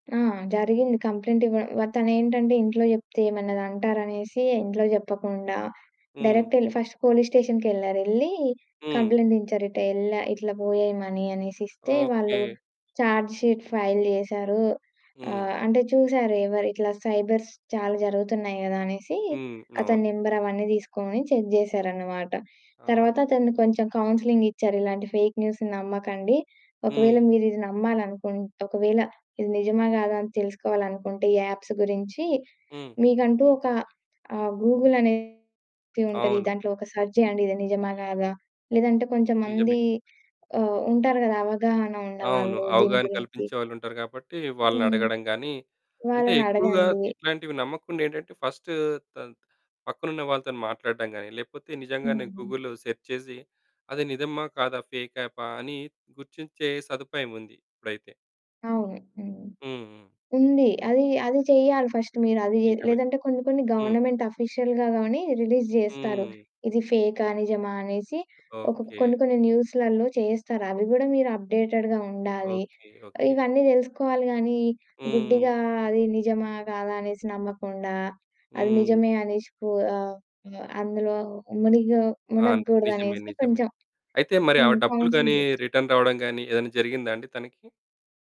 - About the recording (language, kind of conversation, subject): Telugu, podcast, ఫేక్ న్యూస్‌ని గుర్తించడానికి మీ దగ్గర ఏ చిట్కాలు ఉన్నాయి?
- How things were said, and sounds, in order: in English: "కంప్లెయింట్"; in English: "డైరెక్ట్"; in English: "ఫస్ట్"; in English: "కంప్లెయింట్"; in English: "మనీ"; in English: "చార్జ్ షీట్ ఫైల్"; in English: "సైబర్స్"; other background noise; in English: "నంబర్"; in English: "చెక్"; in English: "కౌన్సెలింగ్"; in English: "ఫేక్ న్యూస్‌ని"; in English: "అప్స్"; distorted speech; in English: "సెర్చ్"; in English: "గూగుల్‌లో సెర్చ్"; "నిజమా" said as "నిదమా"; in English: "ఫేక్"; in English: "ఫస్ట్"; in English: "గవర్నమెంట్ ఆఫీషియల్‌గా"; in English: "రిలీజ్"; in English: "న్యూస్‌లలో"; in English: "అప్డేటెడ్‌గా"; in English: "కౌన్సిలింగ్"; in English: "రిటర్న్"